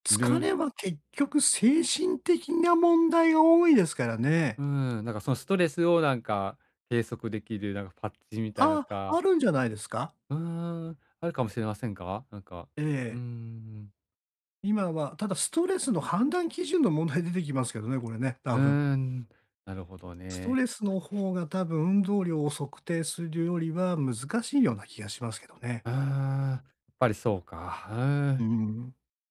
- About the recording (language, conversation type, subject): Japanese, advice, 疲労や気分の波で習慣が続かないとき、どうすればいいですか？
- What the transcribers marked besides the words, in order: tapping